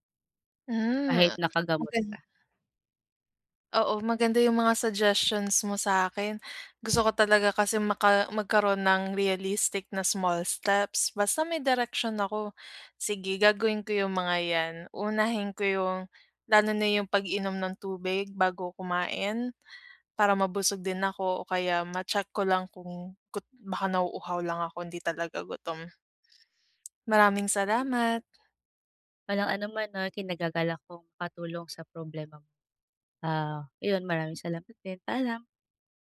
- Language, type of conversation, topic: Filipino, advice, Bakit hindi bumababa ang timbang ko kahit sinusubukan kong kumain nang masustansiya?
- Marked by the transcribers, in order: other background noise; in English: "small steps"; tapping